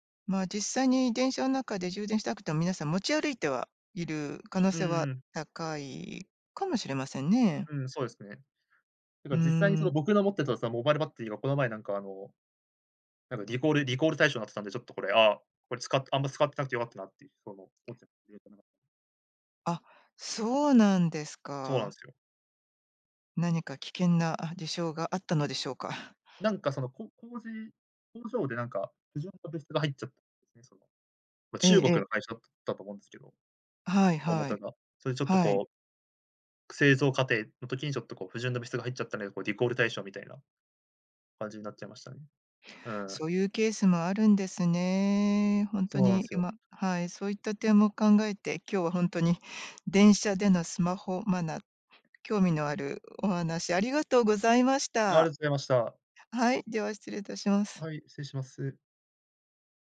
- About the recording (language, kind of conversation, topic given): Japanese, podcast, 電車内でのスマホの利用マナーで、あなたが気になることは何ですか？
- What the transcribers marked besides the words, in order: unintelligible speech; chuckle